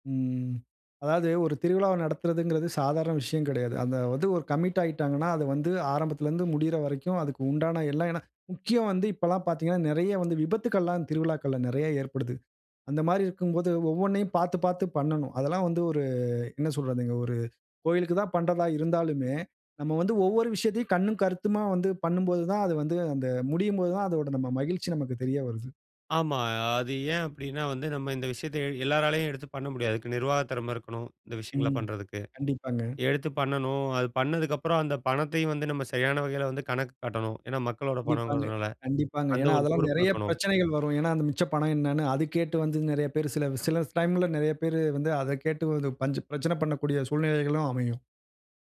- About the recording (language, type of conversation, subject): Tamil, podcast, ஒரு ஊரின் வளர்ச்சிக்கும் ஒன்றுபாட்டுக்கும் சமூக விழாக்கள் எப்படி முக்கியமாக இருக்கின்றன?
- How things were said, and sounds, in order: drawn out: "ம்"; in English: "கமிட்"; other background noise; tapping; drawn out: "ஒரு"; other noise; "டைம்ல" said as "ஸ்டைம்ல"